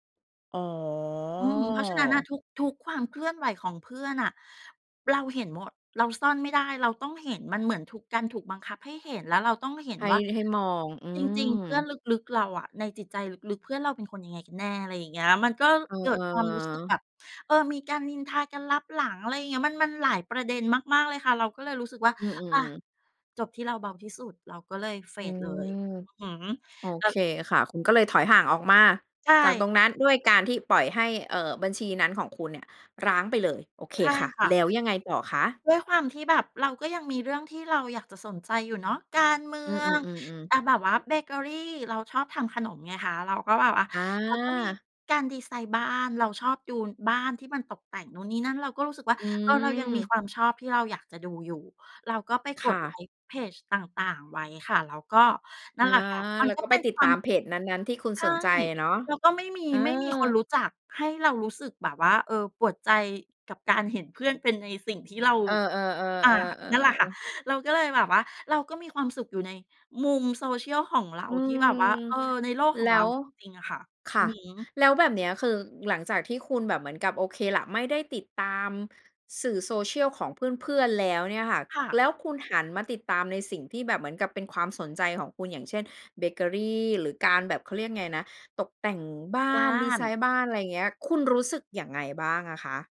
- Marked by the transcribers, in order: drawn out: "อ๋อ"; in English: "เฟด"; stressed: "ออกมา"
- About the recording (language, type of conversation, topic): Thai, podcast, คุณเคยทำดีท็อกซ์ดิจิทัลไหม แล้วเป็นยังไง?